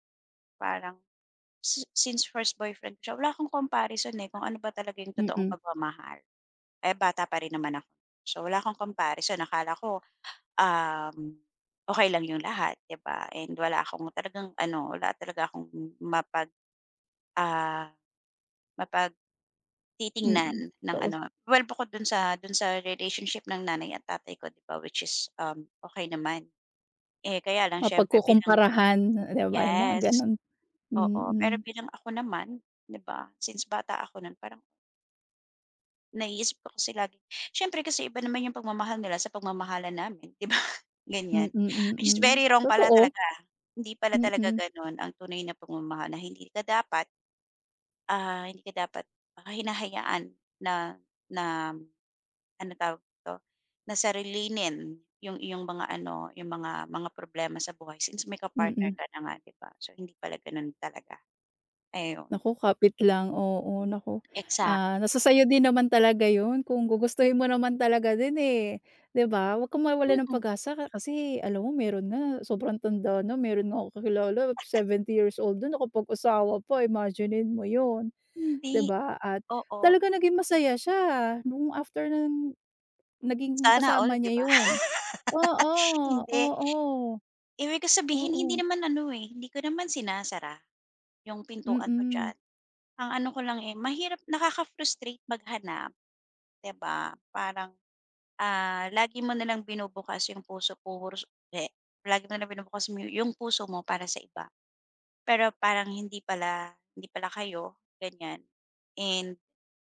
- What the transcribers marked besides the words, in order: in English: "It is very wrong"; chuckle; laugh
- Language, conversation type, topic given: Filipino, podcast, Ano ang nag-udyok sa iyo na baguhin ang pananaw mo tungkol sa pagkabigo?